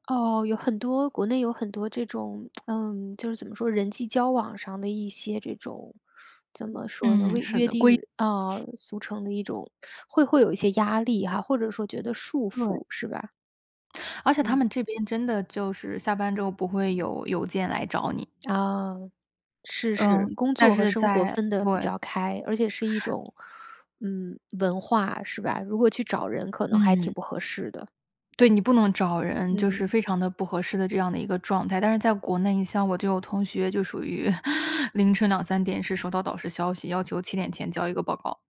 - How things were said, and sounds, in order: tapping; tsk; teeth sucking; lip smack; other noise; teeth sucking; other background noise; inhale
- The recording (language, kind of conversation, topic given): Chinese, podcast, 有哪次旅行让你重新看待人生？